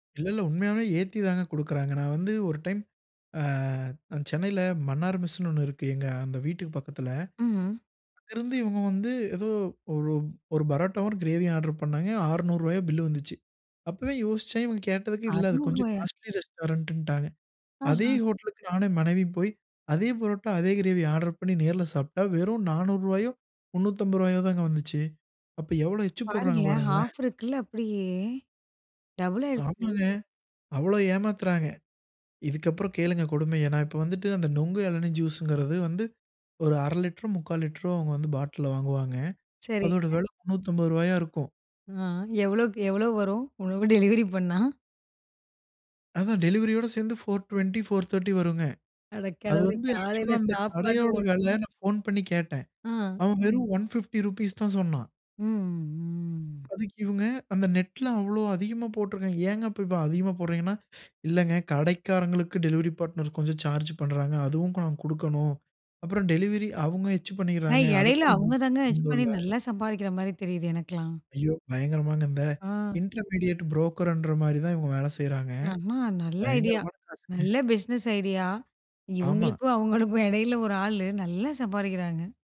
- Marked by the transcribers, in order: in English: "காஸ்ட்லி ரெஸ்டாரண்ட்ன்னுட்டாங்க"; in English: "எட்ச்சு"; in English: "ஆஃப்"; in English: "டபுளா"; tapping; in English: "ஃபோர் ட்வென்ட்டி, ஃபோர் தேர்ட்டி"; in English: "ஆக்சுவல்லா"; in English: "ஒன் ஃபிப்டி ருப்பீஸ்"; drawn out: "ம்"; in English: "டெலிவரி பார்ட்னர்"; in English: "சார்ஜ்"; in English: "எட்ச்சு"; in English: "எட்ஜ்"; unintelligible speech; in English: "இன்டர்மீடியேட் புரோக்கர்ன்ற"; unintelligible speech
- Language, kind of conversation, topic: Tamil, podcast, உணவு டெலிவரி சேவைகள் உங்கள் நாள் திட்டத்தை எப்படி பாதித்தன?